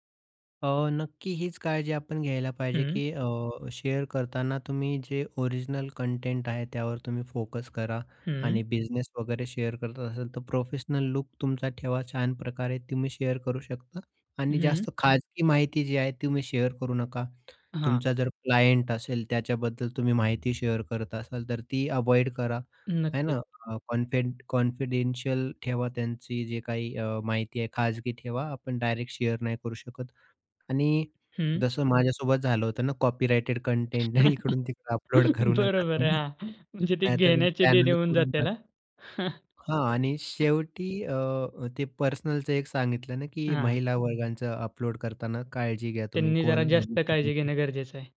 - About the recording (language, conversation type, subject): Marathi, podcast, सोशल मीडियावर तुम्ही तुमचं काम शेअर करता का, आणि का किंवा का नाही?
- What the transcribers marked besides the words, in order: in English: "शेअर"; in English: "शेअर"; in English: "शेअर"; other background noise; in English: "शेअर"; in English: "शेअर"; in English: "कॉन्फिडेन्शियल"; in English: "शेअर"; in English: "कॉपीराइटेड"; laugh; laughing while speaking: "नाही इकडून तिकडे अपलोड करू नका तुम्ही"; in English: "चॅनलचं"; tapping